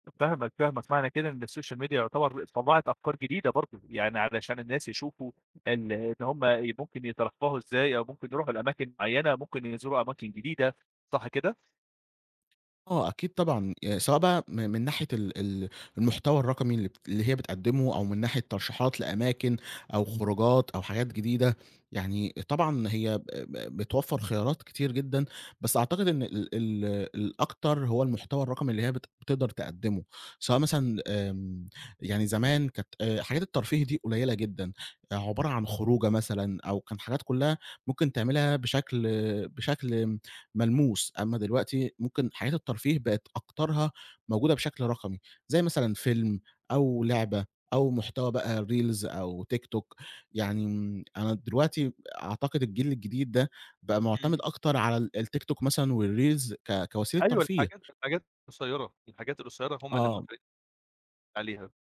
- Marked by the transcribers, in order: in English: "الsocial media"; in English: "reels"; in English: "والreels"
- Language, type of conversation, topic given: Arabic, podcast, إزاي السوشيال ميديا أثّرت على اختياراتك في الترفيه؟